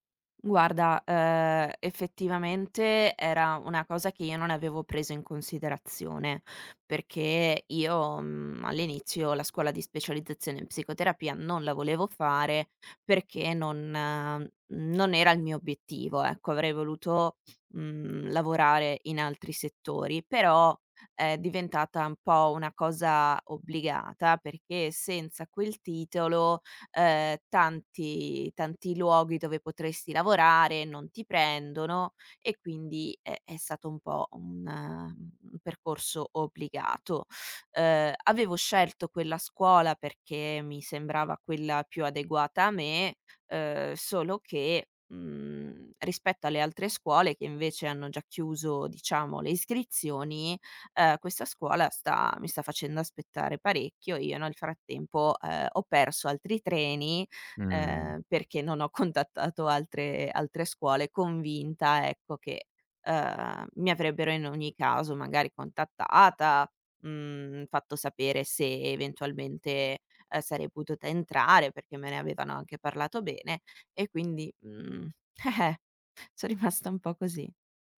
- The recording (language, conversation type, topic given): Italian, advice, Come posso gestire l’ansia di fallire in un nuovo lavoro o in un progetto importante?
- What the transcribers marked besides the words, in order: other background noise; lip smack; chuckle; tapping; chuckle